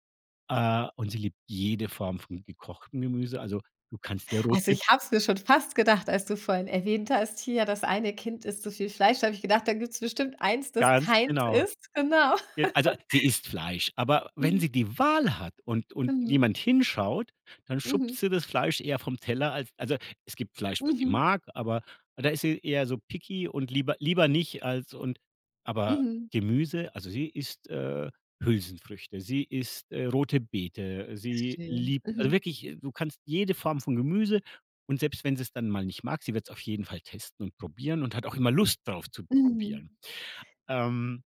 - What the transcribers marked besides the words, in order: laugh; stressed: "Wahl"; in English: "picky"; other background noise; stressed: "Lust"
- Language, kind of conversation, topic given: German, podcast, Wie integrierst du saisonale Zutaten ins Menü?